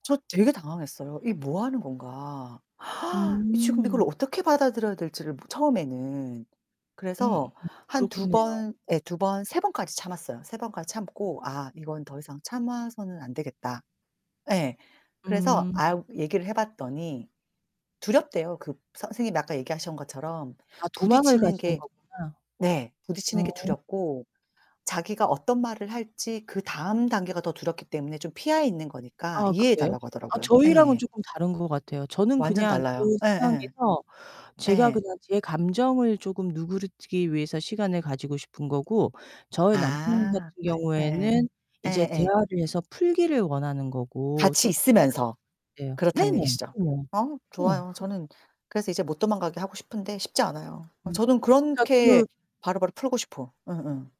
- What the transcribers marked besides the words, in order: gasp; tapping; distorted speech
- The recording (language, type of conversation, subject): Korean, unstructured, 가족과 다툰 뒤에 분위기는 어떻게 풀었나요?